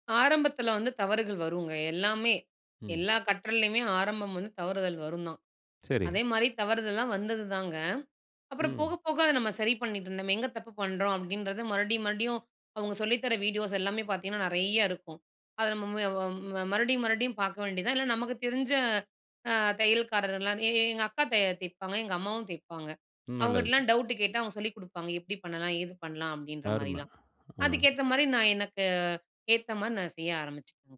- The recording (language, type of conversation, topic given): Tamil, podcast, ஆன்லைனில் கற்றுக்கொண்ட அனுபவம் உங்கள் உண்மையான வாழ்க்கையில் எப்படிப் பயன்பட்டது?
- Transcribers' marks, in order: none